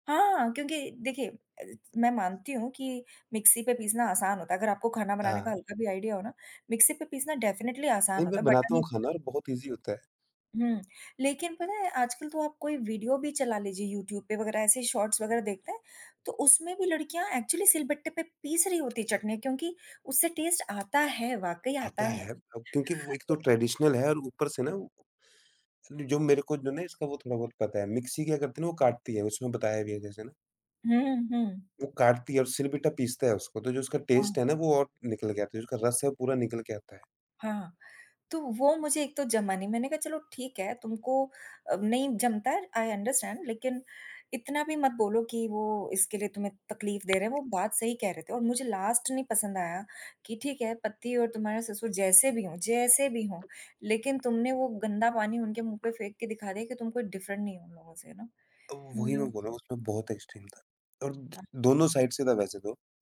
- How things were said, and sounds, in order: in English: "आइडिया"; in English: "डेफिनिटली"; in English: "बट"; in English: "ईज़ी"; in English: "एक्चुअली"; tapping; in English: "टेस्ट"; in English: "ट्रेडिशनल"; other background noise; in English: "टेस्ट"; in English: "आई अंडरस्टैंड"; in English: "लास्ट"; in English: "डिफरेंट"; in English: "यू नो"; unintelligible speech; in English: "एक्सट्रीम"; in English: "साइड"
- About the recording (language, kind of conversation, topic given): Hindi, unstructured, आपने आखिरी बार कौन-सी फ़िल्म देखकर खुशी महसूस की थी?